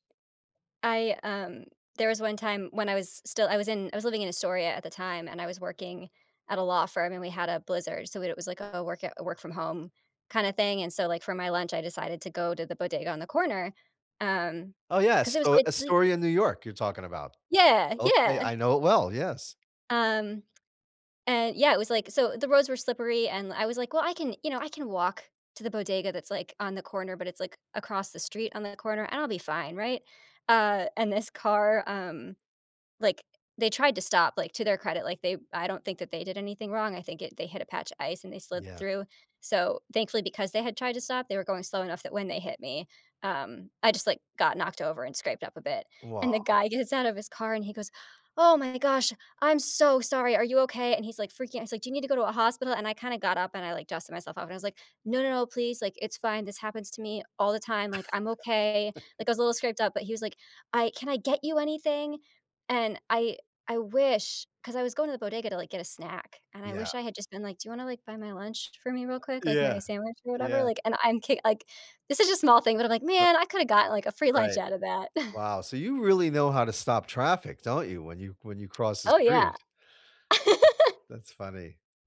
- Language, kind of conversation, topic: English, unstructured, What changes would improve your local community the most?
- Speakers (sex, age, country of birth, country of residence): female, 30-34, United States, United States; male, 60-64, United States, United States
- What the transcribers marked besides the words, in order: tapping; chuckle; laughing while speaking: "lunch"; chuckle; giggle